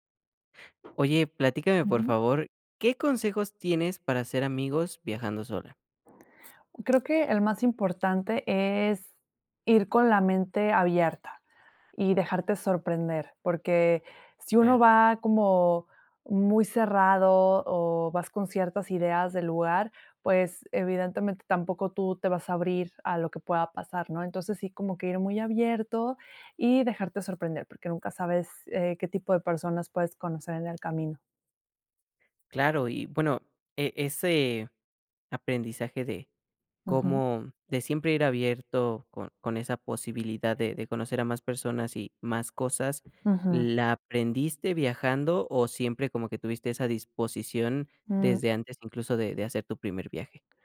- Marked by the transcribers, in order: tapping; other background noise
- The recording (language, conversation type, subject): Spanish, podcast, ¿Qué consejos tienes para hacer amigos viajando solo?